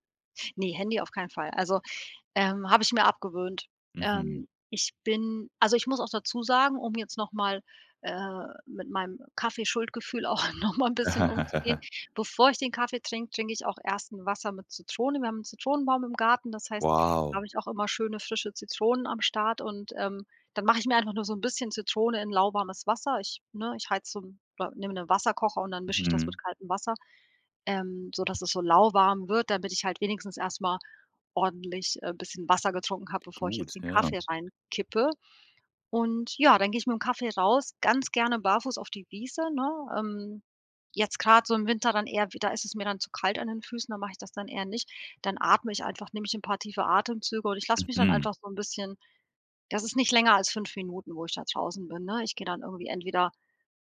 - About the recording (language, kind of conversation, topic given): German, podcast, Wie sieht deine Morgenroutine eigentlich aus, mal ehrlich?
- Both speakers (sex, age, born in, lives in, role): female, 40-44, Germany, Portugal, guest; male, 25-29, Germany, Germany, host
- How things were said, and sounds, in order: laughing while speaking: "auch noch mal"; laugh; other background noise